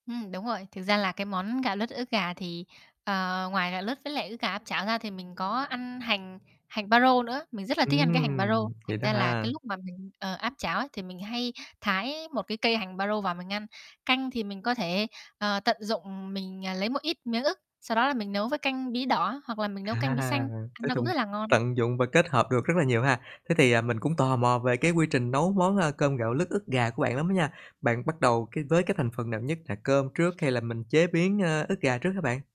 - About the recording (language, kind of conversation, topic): Vietnamese, podcast, Bạn thường nấu món gì ở nhà?
- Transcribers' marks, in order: tapping; laughing while speaking: "À"; mechanical hum